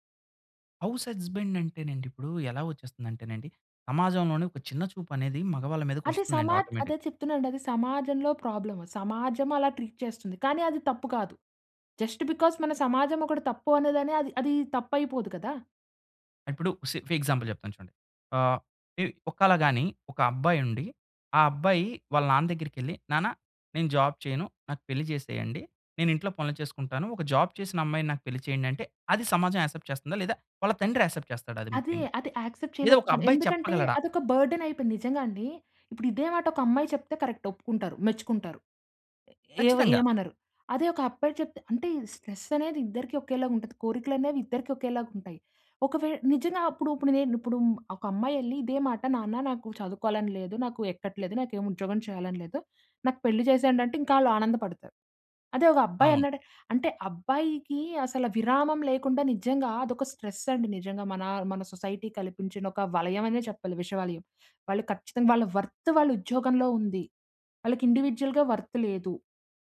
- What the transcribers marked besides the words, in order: in English: "హౌస్ హస్బాండ్"; in English: "ఆటోమేటిక్"; in English: "ప్రాబ్లమ్"; in English: "ట్రీట్"; in English: "జస్ట్ బికాస్"; in English: "సి"; in English: "ఎగ్జాంపుల్"; in English: "జాబ్"; in English: "జాబ్"; in English: "యాక్సెప్ట్"; in English: "యాక్సెప్ట్"; in English: "యాక్సెప్ట్"; in English: "బర్డెన్"; in English: "కరెక్ట్"; other background noise; in English: "స్ట్రెస్"; in English: "స్ట్రెస్"; in English: "సొసైటీ"; in English: "వర్త్"; in English: "ఇండివిడ్యుయల్‌గ వర్త్"
- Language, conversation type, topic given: Telugu, podcast, మీ ఇంట్లో ఇంటిపనులు ఎలా పంచుకుంటారు?